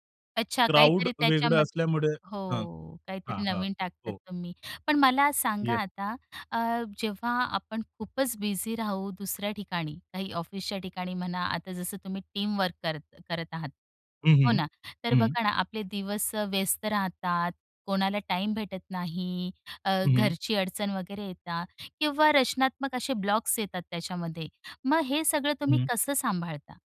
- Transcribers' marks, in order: other background noise; in English: "टीम"
- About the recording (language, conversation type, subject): Marathi, podcast, तुमच्या कलेत सातत्य कसे राखता?